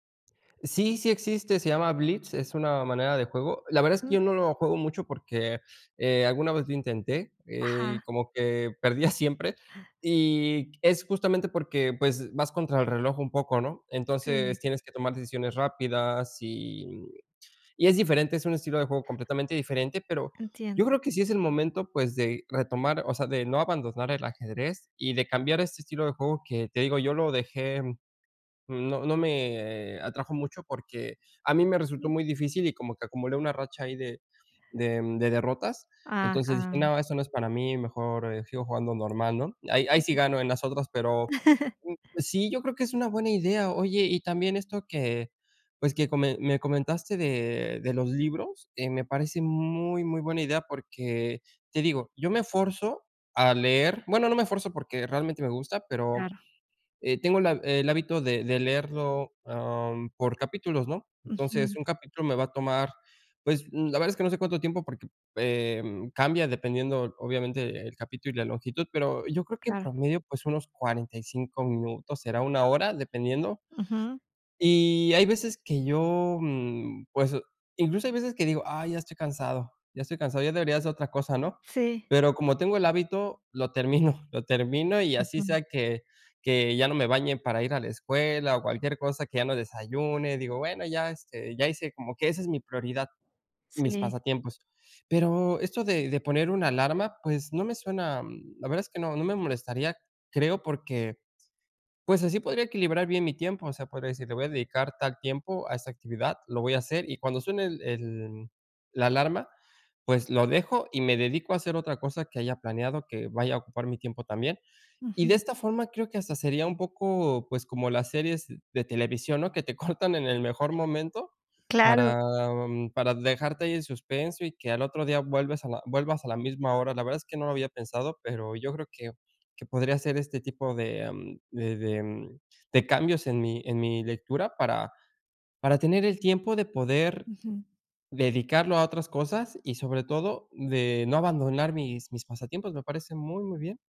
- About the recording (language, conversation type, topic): Spanish, advice, ¿Cómo puedo equilibrar mis pasatiempos y responsabilidades diarias?
- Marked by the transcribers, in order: other background noise; laugh